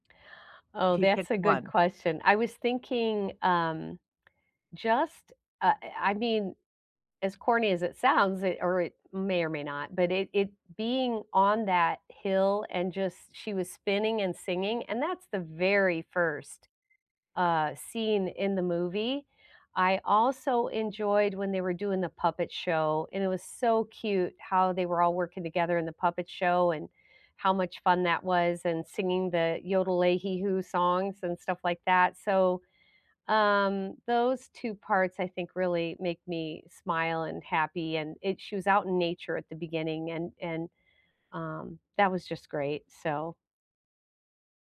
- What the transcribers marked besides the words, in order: other background noise
- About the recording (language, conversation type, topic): English, unstructured, If you could cameo in any series, which show, exact episode, and role would you choose—and why?
- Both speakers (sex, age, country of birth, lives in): female, 65-69, United States, United States; female, 65-69, United States, United States